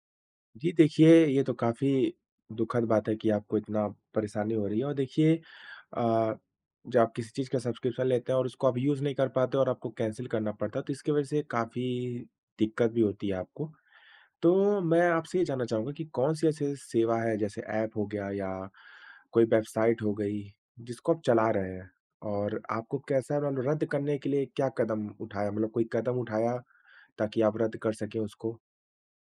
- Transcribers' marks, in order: in English: "सब्स्क्रिप्शन"; in English: "यूज़"; in English: "कैंसल"
- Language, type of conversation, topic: Hindi, advice, सब्सक्रिप्शन रद्द करने में आपको किस तरह की कठिनाई हो रही है?